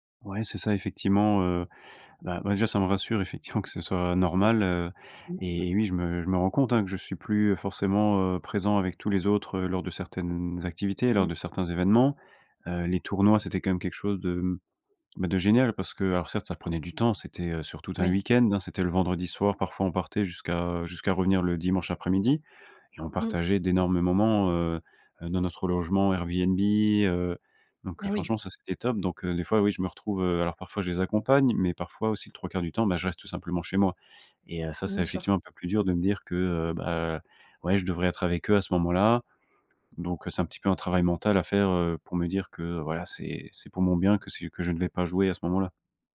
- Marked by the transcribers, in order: none
- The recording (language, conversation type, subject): French, advice, Quelle blessure vous empêche de reprendre l’exercice ?